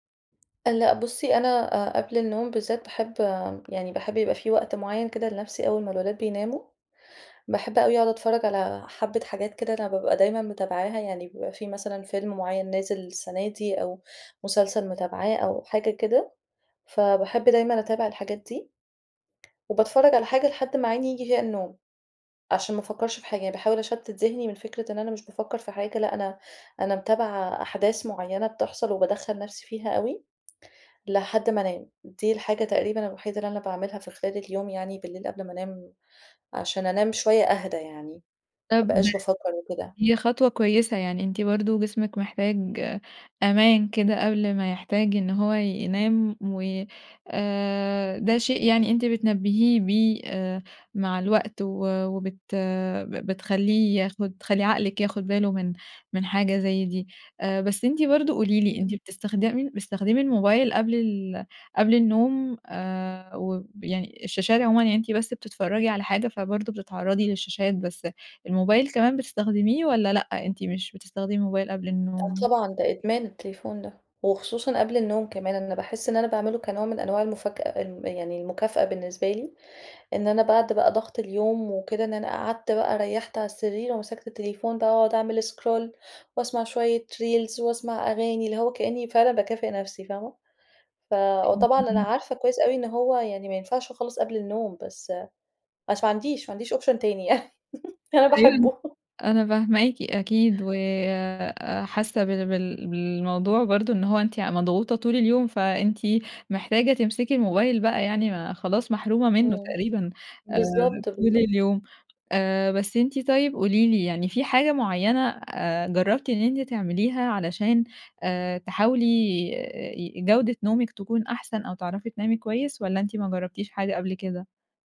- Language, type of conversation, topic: Arabic, advice, إزاي أقدر أنام لما الأفكار القلقة بتفضل تتكرر في دماغي؟
- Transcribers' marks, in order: tapping; in English: "scroll"; in English: "Reels"; "بس" said as "بَش"; in English: "أوبشن"; laughing while speaking: "يعني أنا باحبه"; chuckle